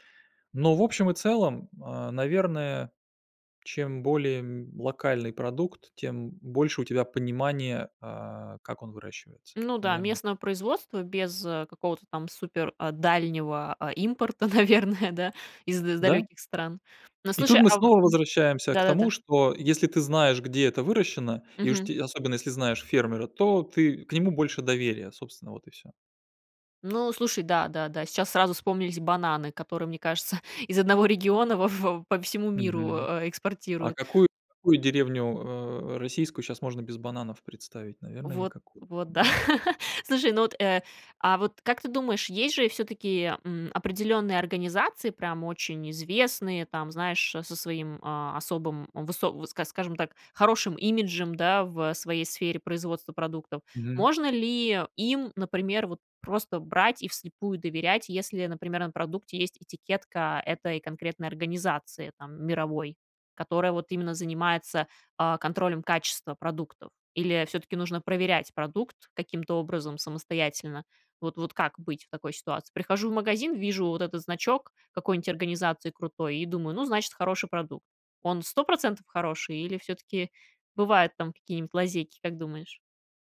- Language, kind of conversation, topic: Russian, podcast, Как отличить настоящее органическое от красивой этикетки?
- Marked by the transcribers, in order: laughing while speaking: "кажется, из одного региона во"; laugh